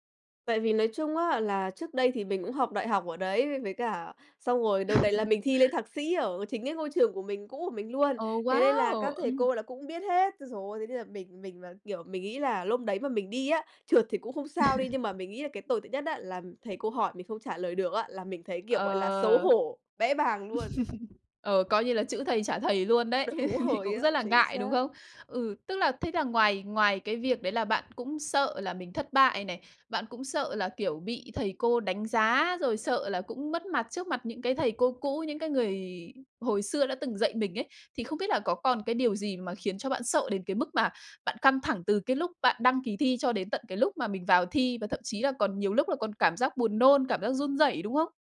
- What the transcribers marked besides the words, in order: laugh; tapping; laugh; chuckle; chuckle; laughing while speaking: "Đúng rồi"
- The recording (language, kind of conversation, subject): Vietnamese, podcast, Bạn có thể kể về một lần bạn cảm thấy mình thật can đảm không?